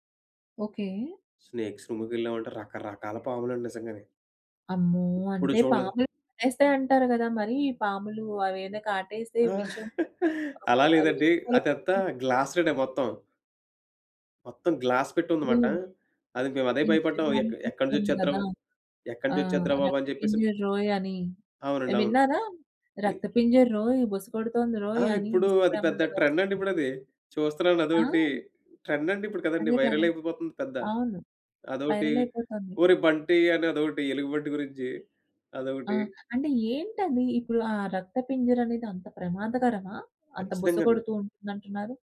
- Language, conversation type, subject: Telugu, podcast, వన్యజీవి ఎదురైతే మీరు ఎలా ప్రవర్తిస్తారు?
- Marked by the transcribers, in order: in English: "స్నేక్స్"; chuckle; unintelligible speech; in English: "గ్లాస్"; in English: "ఇన్‌స్టాగ్రామ్‌లో"; in English: "ట్రెండ్"; in English: "ట్రెండ్"; in English: "వైరల్"